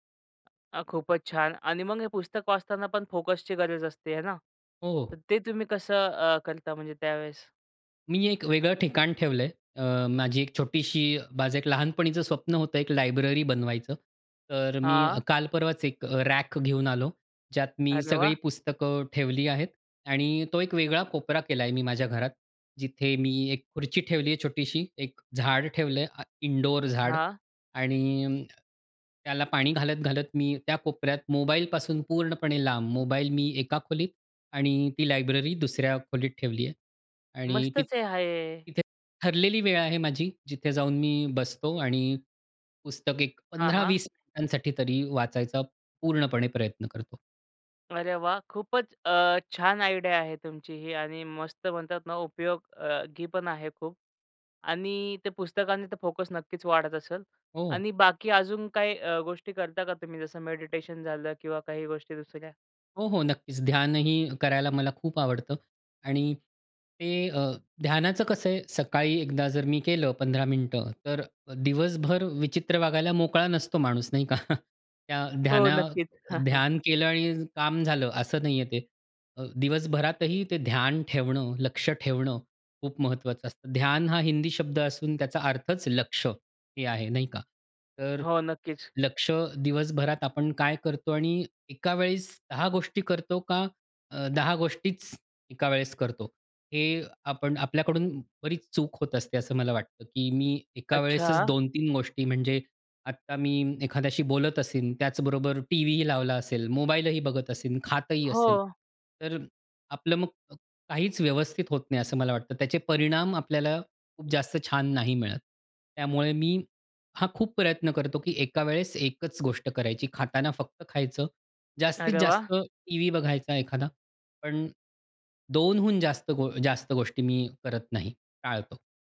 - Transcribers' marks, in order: tapping; in English: "इनडोअर"; in English: "आयडिया"; chuckle; stressed: "लक्ष"
- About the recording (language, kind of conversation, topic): Marathi, podcast, फोकस टिकवण्यासाठी तुमच्याकडे काही साध्या युक्त्या आहेत का?